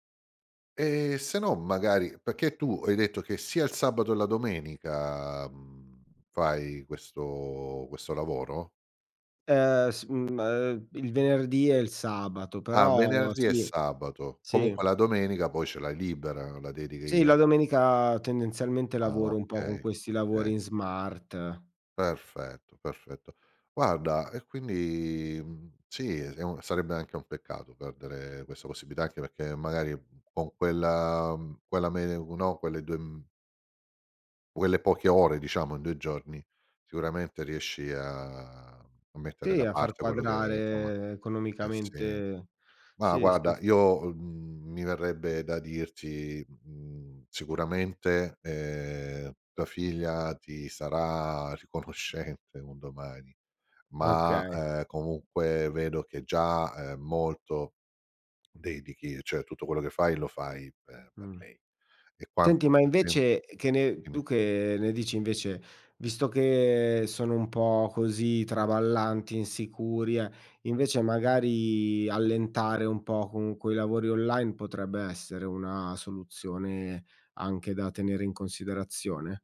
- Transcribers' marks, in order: "perché" said as "pecché"; other background noise; drawn out: "a"; "insomma" said as "nzomma"; laughing while speaking: "riconoscente"; tapping; drawn out: "magari"
- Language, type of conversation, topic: Italian, advice, Quali valori guidano davvero le mie decisioni, e perché faccio fatica a riconoscerli?